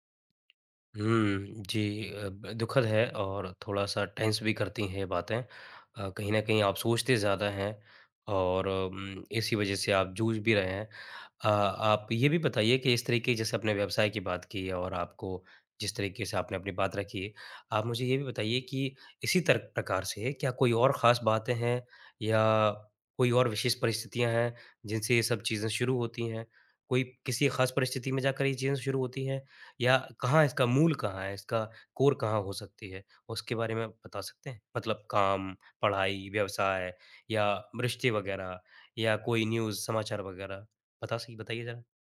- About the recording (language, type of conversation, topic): Hindi, advice, बार-बार चिंता होने पर उसे शांत करने के तरीके क्या हैं?
- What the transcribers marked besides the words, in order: in English: "टेंस"; in English: "कोर"; in English: "न्यूज़"